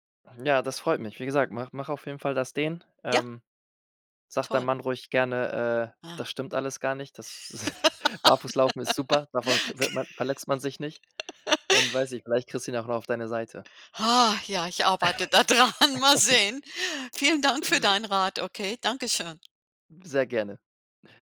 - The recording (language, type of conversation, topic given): German, advice, Wie kann ich mit der Angst umgehen, mich beim Training zu verletzen?
- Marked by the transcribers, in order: chuckle; laugh; chuckle; laughing while speaking: "dran, mal sehen"; other noise